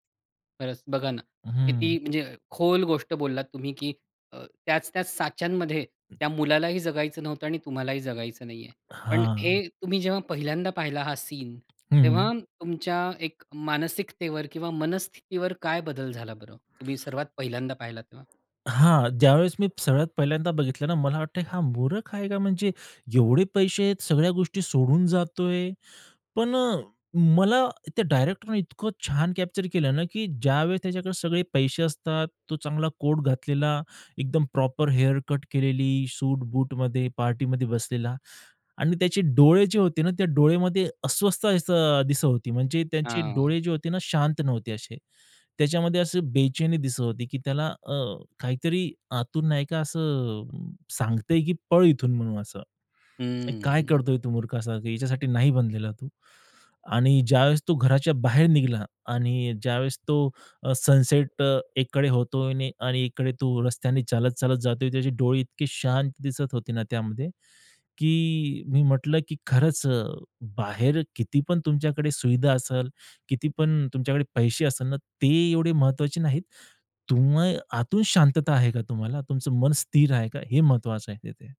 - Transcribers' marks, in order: tapping; other background noise; in English: "प्रॉपर हेअर कट"; drawn out: "हं"; in English: "सनसेट"; "असेल" said as "असल"
- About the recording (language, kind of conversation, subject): Marathi, podcast, एखाद्या चित्रपटातील एखाद्या दृश्याने तुमच्यावर कसा ठसा उमटवला?